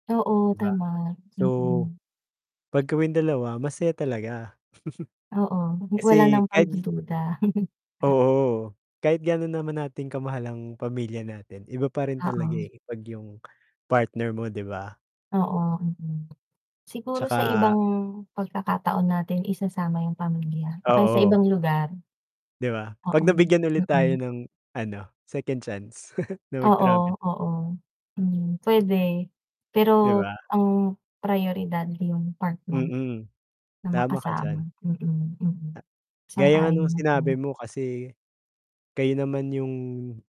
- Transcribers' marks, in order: bird; chuckle; tapping; chuckle; tongue click; chuckle; distorted speech
- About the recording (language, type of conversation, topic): Filipino, unstructured, Kung maaari kang makarating sa kahit anong lugar sa loob ng isang segundo, saan ka pupunta para makapagpahinga?